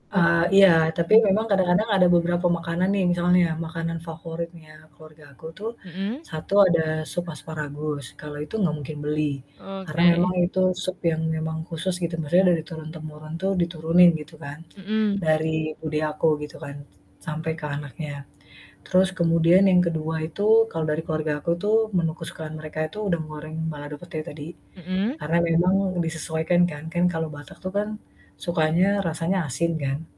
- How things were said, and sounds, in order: static; distorted speech
- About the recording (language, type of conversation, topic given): Indonesian, podcast, Apa etika dasar yang perlu diperhatikan saat membawa makanan ke rumah orang lain?